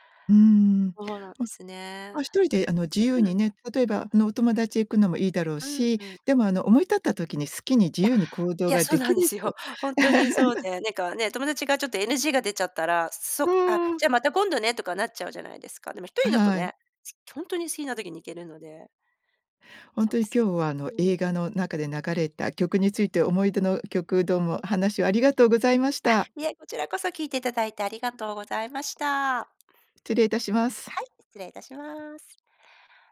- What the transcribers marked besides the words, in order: other background noise; laugh
- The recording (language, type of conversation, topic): Japanese, podcast, 映画のサウンドトラックで心に残る曲はどれですか？